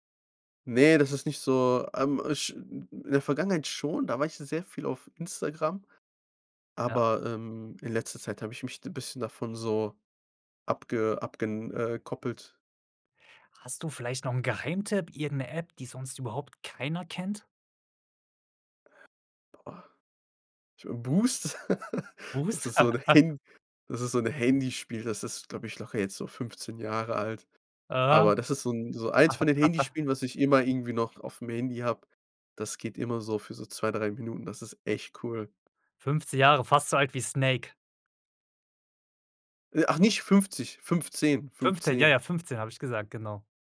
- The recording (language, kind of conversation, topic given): German, podcast, Welche Apps erleichtern dir wirklich den Alltag?
- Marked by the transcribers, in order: other noise; laugh; laugh; laugh